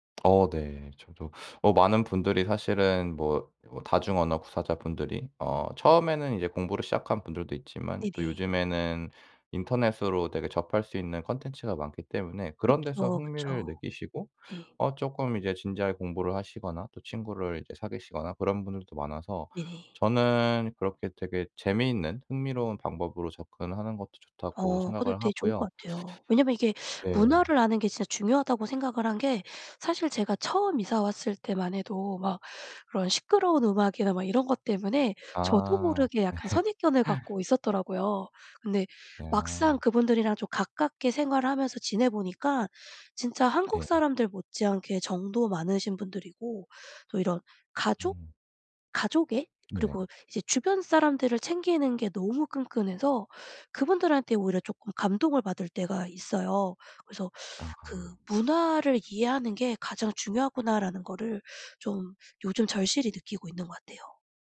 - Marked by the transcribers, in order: laughing while speaking: "네"; other background noise
- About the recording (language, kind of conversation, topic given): Korean, advice, 어떻게 하면 언어 장벽 없이 일상에서 사람들과 자연스럽게 관계를 맺을 수 있을까요?